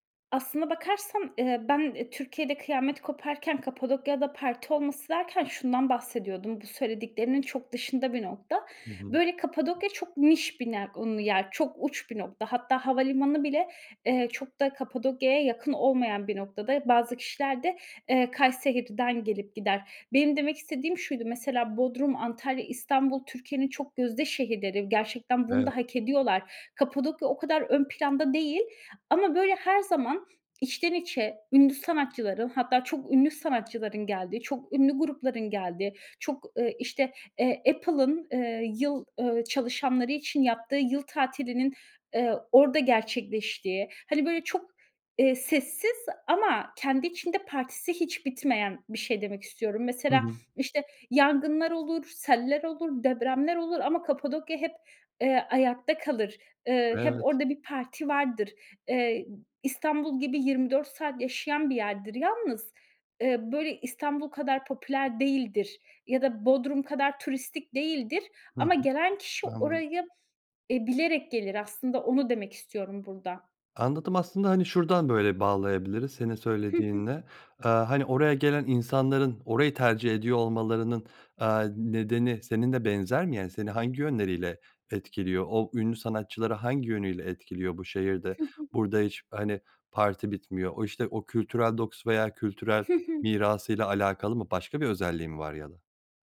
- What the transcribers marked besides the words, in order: other background noise; unintelligible speech
- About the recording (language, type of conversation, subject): Turkish, podcast, Bir şehir seni hangi yönleriyle etkiler?